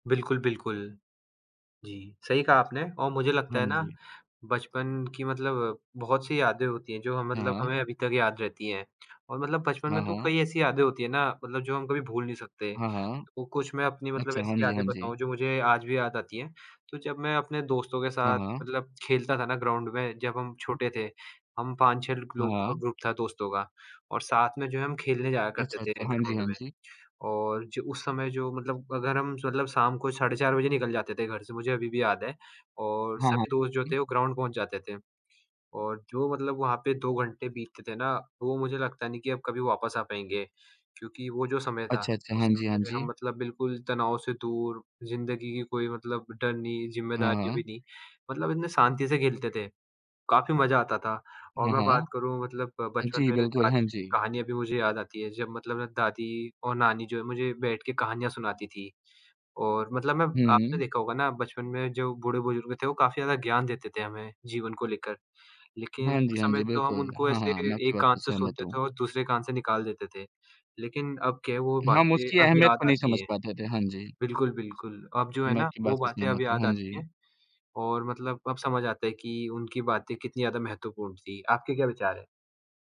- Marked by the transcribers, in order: in English: "ग्राउंड"; in English: "ग्रुप"; in English: "ग्राउंड"; in English: "ग्राउंड"
- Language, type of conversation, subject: Hindi, unstructured, क्या आप कभी बचपन की उन यादों को फिर से जीना चाहेंगे, और क्यों?